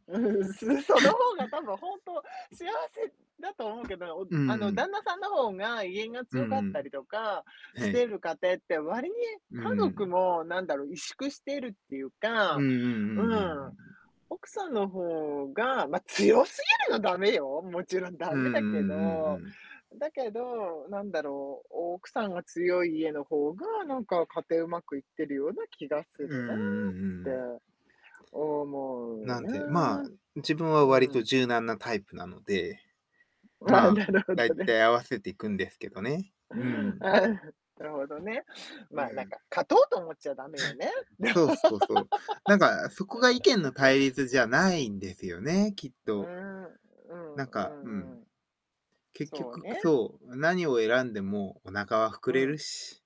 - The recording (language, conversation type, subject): Japanese, unstructured, 自分の意見をしっかり持つことと、柔軟に考えることのどちらがより重要だと思いますか？
- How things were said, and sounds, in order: chuckle; laughing while speaking: "うん、す その方が"; laugh; tapping; static; other background noise; laughing while speaking: "ああ、なるほどね"; chuckle; laugh